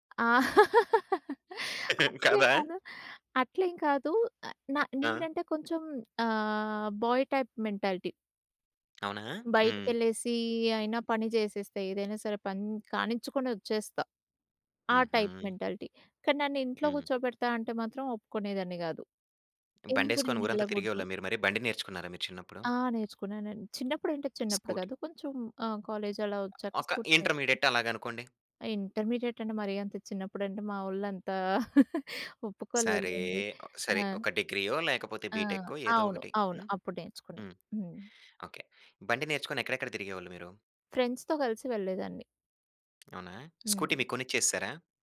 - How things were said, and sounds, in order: laugh; chuckle; tapping; in English: "బాయ్ టైప్ మెంటాలిటీ"; in English: "టైప్ మెంటాలిటీ"; in English: "స్కూటీ"; in English: "కాలేజ్"; in English: "స్కూటీ"; in English: "ఇంటర్మీడియేట్"; in English: "ఇంటర్మీడియేట్"; chuckle; in English: "ఫ్రెండ్స్‌తో"; in English: "స్కూటీ"
- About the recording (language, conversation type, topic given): Telugu, podcast, అమ్మాయిలు, అబ్బాయిల పాత్రలపై వివిధ తరాల అభిప్రాయాలు ఎంతవరకు మారాయి?